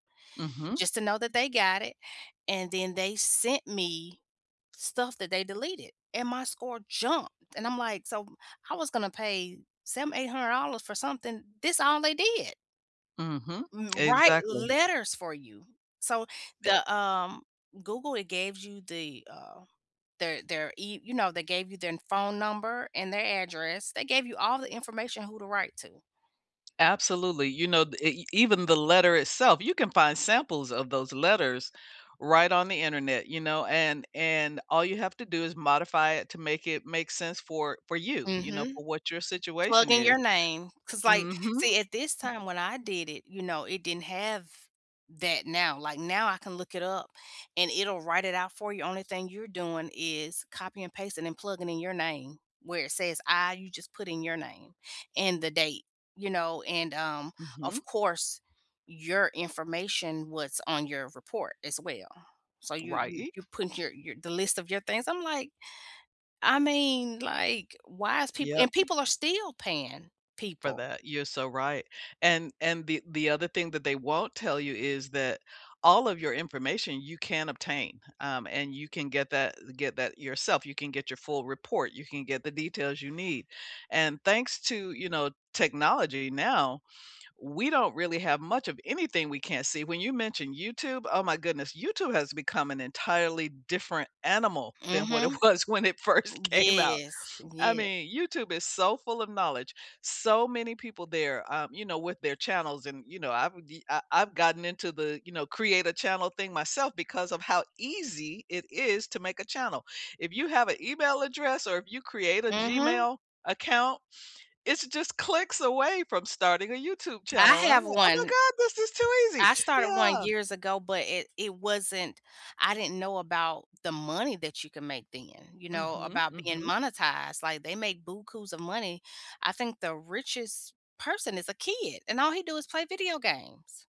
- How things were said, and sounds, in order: tapping; stressed: "jumped"; chuckle; laughing while speaking: "what it was when it first came out"; surprised: "Oh my God, this is too easy"
- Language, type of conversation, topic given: English, unstructured, How does technology shape your daily habits and help you feel more connected?